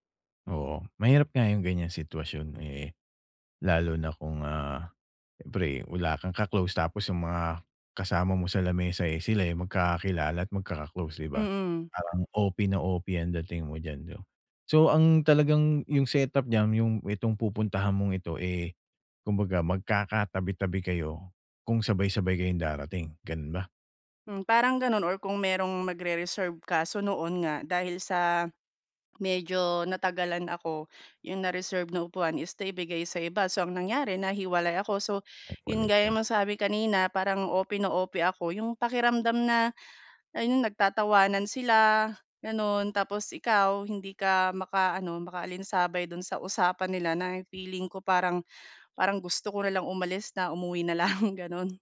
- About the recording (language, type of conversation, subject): Filipino, advice, Paano ko mababawasan ang pag-aalala o kaba kapag may salu-salo o pagtitipon?
- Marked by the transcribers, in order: tapping; other background noise; laughing while speaking: "nalang"